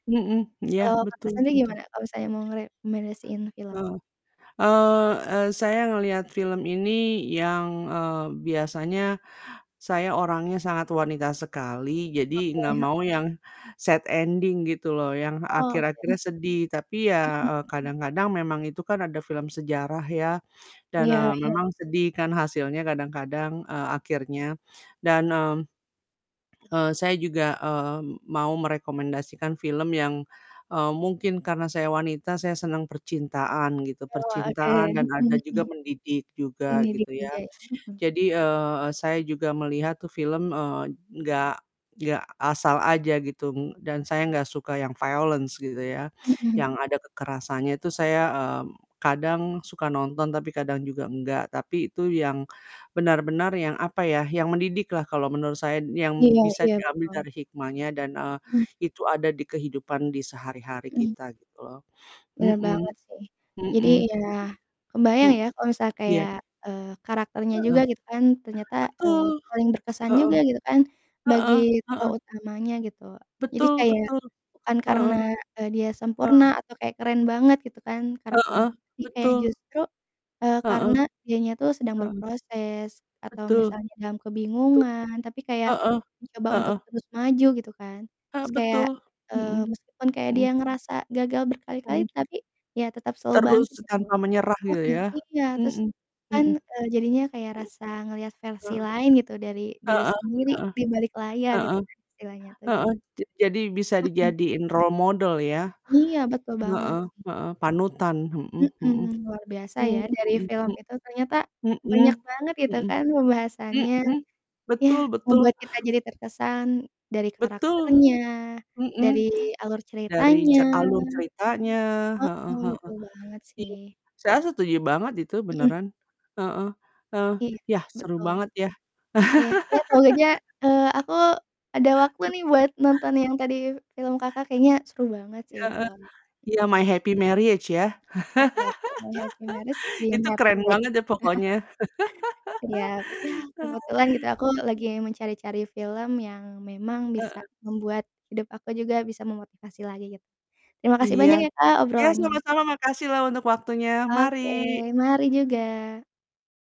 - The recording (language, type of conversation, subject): Indonesian, unstructured, Apa film terakhir yang benar-benar membuatmu terkesan?
- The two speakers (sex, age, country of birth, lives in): female, 25-29, Indonesia, Indonesia; female, 50-54, Indonesia, United States
- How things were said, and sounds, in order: distorted speech; other background noise; static; in English: "sad ending"; tapping; in English: "violence"; in English: "role model"; laugh; other noise; laugh; chuckle; laugh